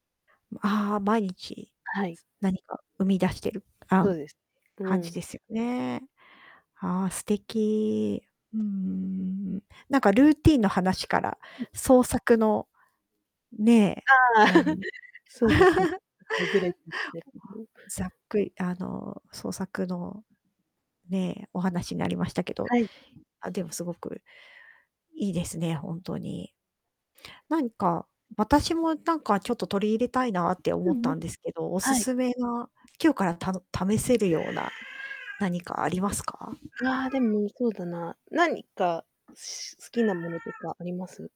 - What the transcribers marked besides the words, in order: static; drawn out: "うーん"; laugh; distorted speech; unintelligible speech; background speech
- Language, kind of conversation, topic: Japanese, podcast, 日々の創作のルーティンはありますか？